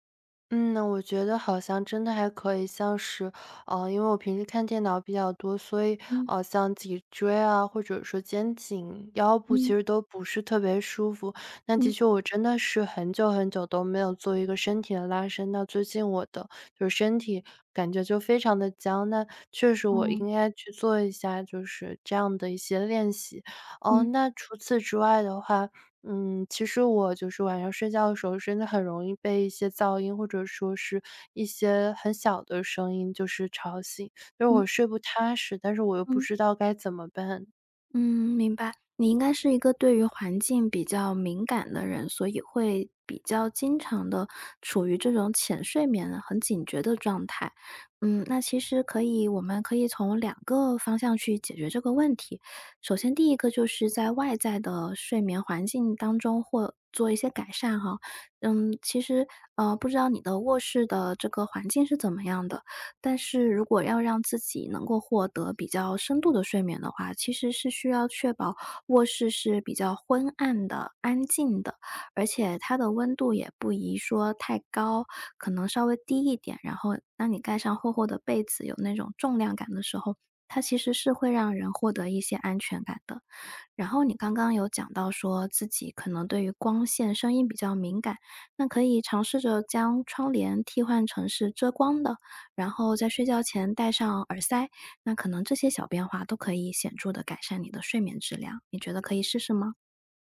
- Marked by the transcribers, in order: tapping
- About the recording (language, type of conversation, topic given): Chinese, advice, 夜里反复胡思乱想、无法入睡怎么办？